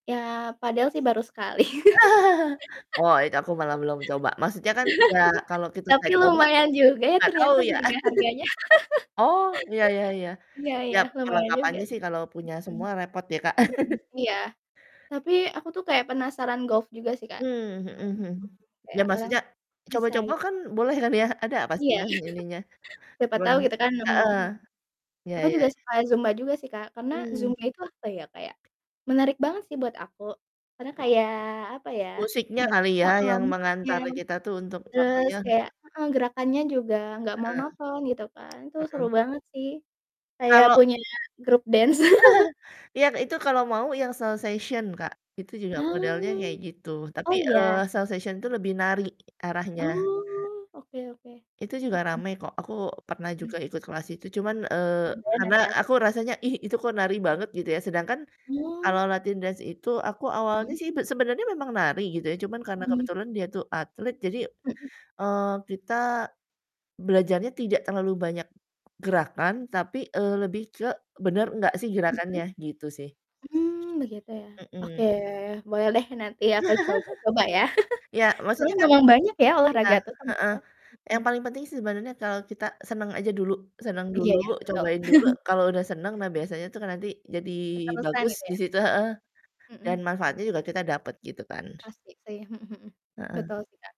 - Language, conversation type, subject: Indonesian, unstructured, Apa saja manfaat olahraga rutin bagi kesehatan mental kita?
- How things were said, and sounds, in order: static; laugh; distorted speech; laugh; chuckle; chuckle; unintelligible speech; laughing while speaking: "kan ya"; laugh; tapping; other background noise; in English: "dance"; laugh; in English: "salsation"; in English: "salsation"; in English: "dance"; chuckle; chuckle